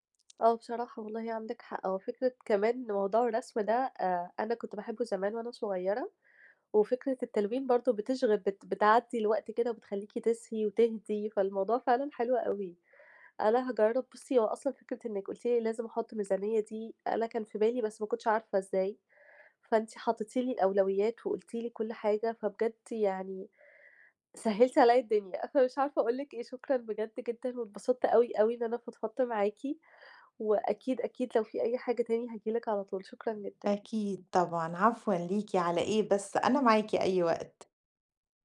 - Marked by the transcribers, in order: none
- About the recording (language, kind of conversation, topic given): Arabic, advice, إزاي أتعلم أتسوّق بذكاء وأمنع نفسي من الشراء بدافع المشاعر؟